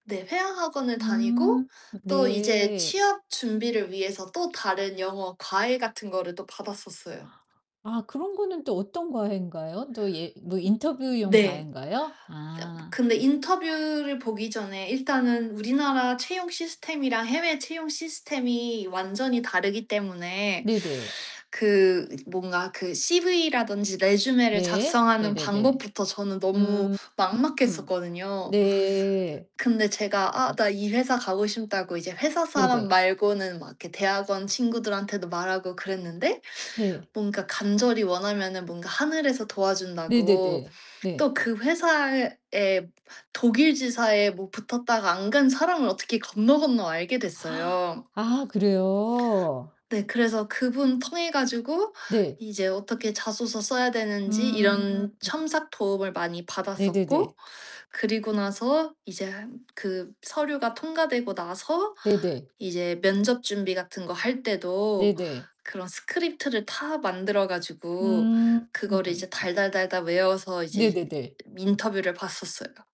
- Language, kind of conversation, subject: Korean, podcast, 가장 자랑스러운 성취는 무엇인가요?
- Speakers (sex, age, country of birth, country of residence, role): female, 35-39, South Korea, United States, guest; female, 50-54, South Korea, United States, host
- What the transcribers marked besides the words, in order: other background noise; distorted speech; in English: "resume를"; gasp; in English: "스크립트를"